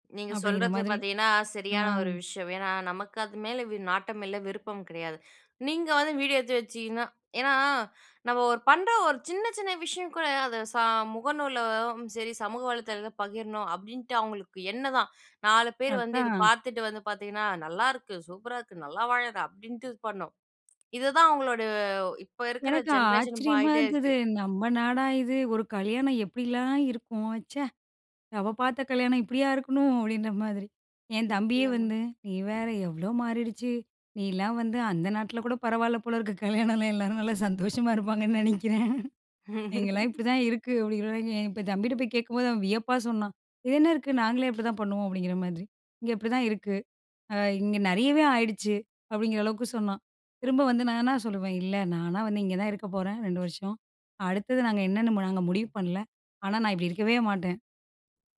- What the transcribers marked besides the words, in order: anticipating: "ஏன்னா, நமக்கு அது மேல வி … ஜென்ரேஷன் மாறிட்டே இருக்கு"; in English: "ஜென்ரேஷன்"; tapping; laughing while speaking: "நீலாம் வந்து அந்த நாட்டுல கூட … இங்கலாம் இப்டிதான் இருக்கு"; surprised: "அப்டிங்குற தம்பிக்கிட்ட போய் கேக்கும்போது அவன் … அப்டிங்குற அளவுக்கு சொன்னான்"; laugh
- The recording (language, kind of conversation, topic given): Tamil, podcast, வீட்டு கூட்டங்களில் எல்லோரும் போனில் இருக்கும்போது சூழல் எப்படி இருக்குது?